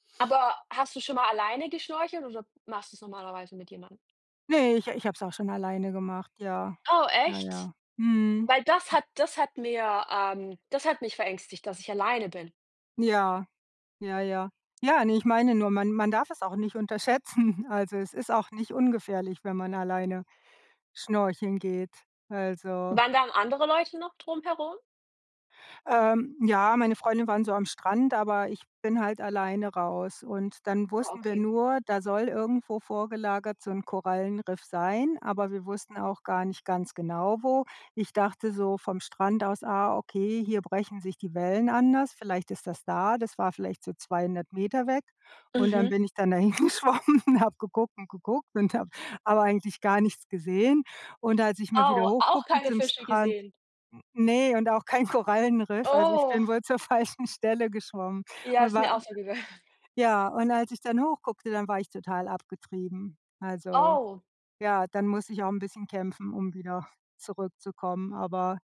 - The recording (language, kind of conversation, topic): German, unstructured, Welche Sportarten machst du am liebsten und warum?
- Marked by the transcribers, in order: laughing while speaking: "unterschätzen"; laughing while speaking: "hingeschwommen"; laughing while speaking: "kein Korallenriff"; laughing while speaking: "falschen Stelle"; laughing while speaking: "gegangen"; surprised: "Oh"